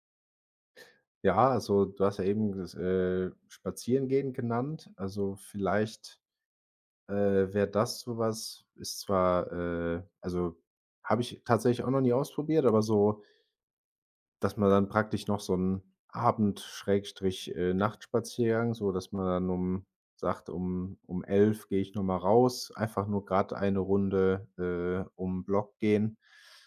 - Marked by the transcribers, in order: none
- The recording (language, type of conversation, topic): German, advice, Warum fällt es dir schwer, einen regelmäßigen Schlafrhythmus einzuhalten?